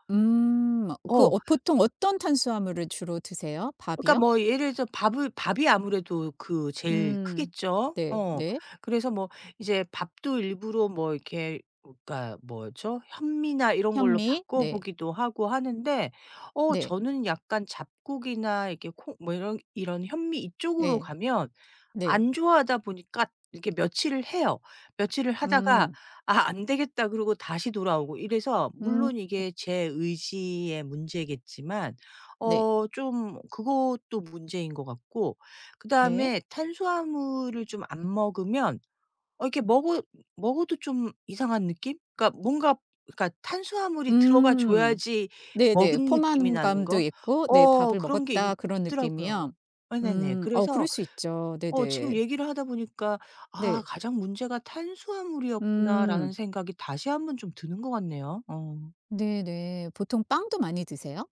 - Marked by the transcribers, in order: tapping; other background noise
- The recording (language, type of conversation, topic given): Korean, advice, 다이어트 계획을 오래 지키지 못하는 이유는 무엇인가요?